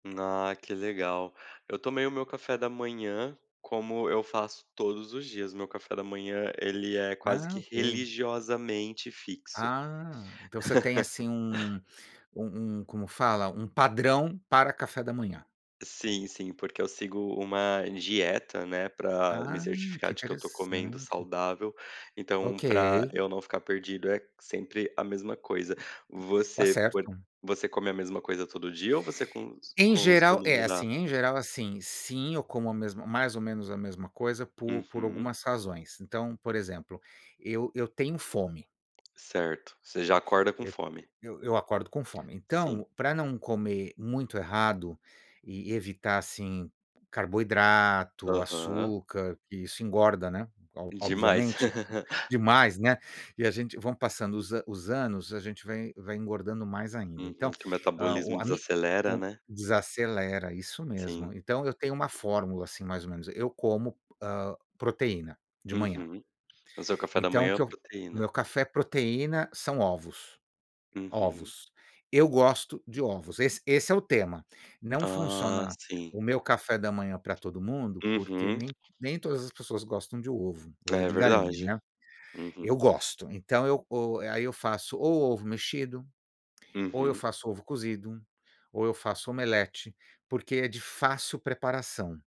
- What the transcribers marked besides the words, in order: laugh; other background noise; tapping; laugh
- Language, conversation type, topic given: Portuguese, unstructured, Qual é o seu café da manhã ideal para começar bem o dia?
- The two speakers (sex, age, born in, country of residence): male, 30-34, Brazil, Portugal; male, 55-59, Brazil, United States